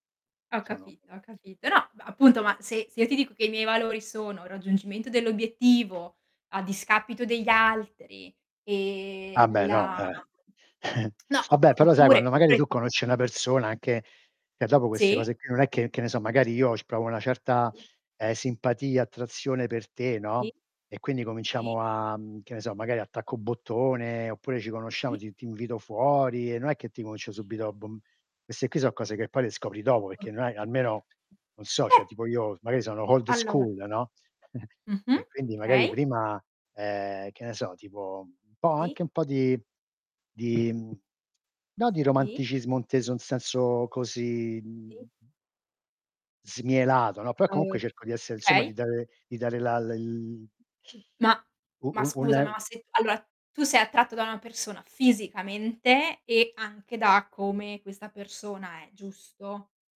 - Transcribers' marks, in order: other background noise; distorted speech; chuckle; tapping; unintelligible speech; "cioè" said as "ceh"; in English: "old school"; chuckle; unintelligible speech; "okay" said as "kay"; other noise
- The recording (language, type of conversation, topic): Italian, unstructured, Come reagisci se il tuo partner non rispetta i tuoi limiti?